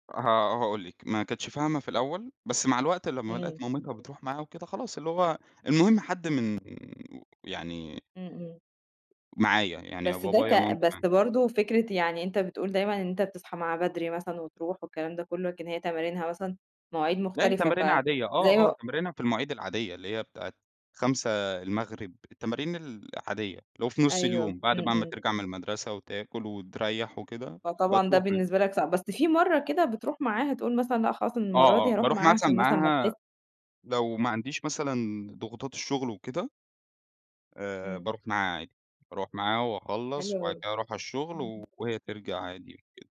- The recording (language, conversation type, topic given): Arabic, podcast, بتعمل إيه لما الضغوط تتراكم عليك فجأة؟
- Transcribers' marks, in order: none